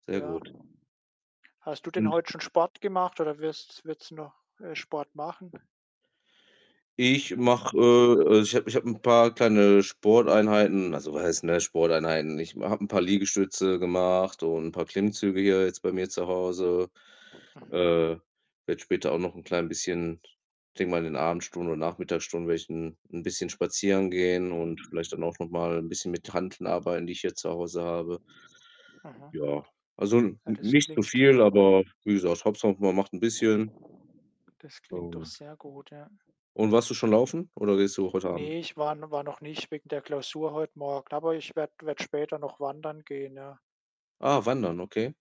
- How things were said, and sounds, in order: other background noise; distorted speech
- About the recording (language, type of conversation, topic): German, unstructured, Welche Sportarten hältst du für am besten für die Gesundheit?